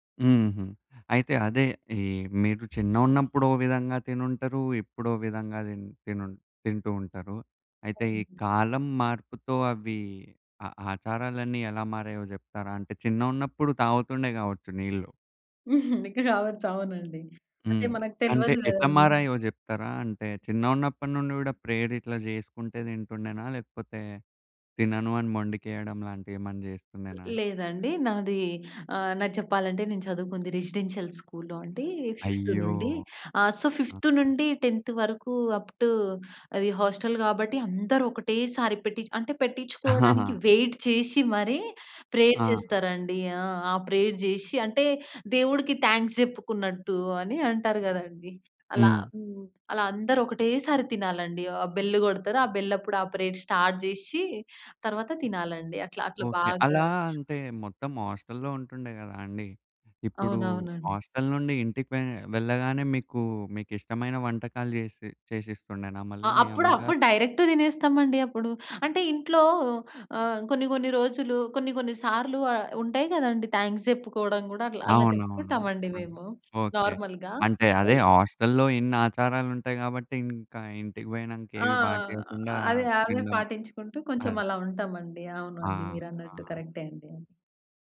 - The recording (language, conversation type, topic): Telugu, podcast, మీ ఇంట్లో భోజనం ముందు చేసే చిన్న ఆచారాలు ఏవైనా ఉన్నాయా?
- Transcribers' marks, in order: other background noise; laugh; in English: "ప్రేయర్"; in English: "రెసిడెన్షియల్ స్కూల్‌లో"; in English: "ఫిఫ్త్"; in English: "ఫిఫ్త్ నుండి టెన్త్"; in English: "అప్ టూ"; in English: "హాస్టల్"; laugh; in English: "వెయిట్"; in English: "ప్రేయర్"; in English: "ప్రేయర్"; in English: "థాంక్స్"; in English: "బెల్"; in English: "బెల్"; in English: "ప్రేయర్ స్టార్ట్"; in English: "హాస్టల్‌లో"; in English: "హాస్టల్"; in English: "డైరెక్ట్"; in English: "థాంక్స్"; in English: "హాస్టల్‌లో"; in English: "నార్మల్‌గా"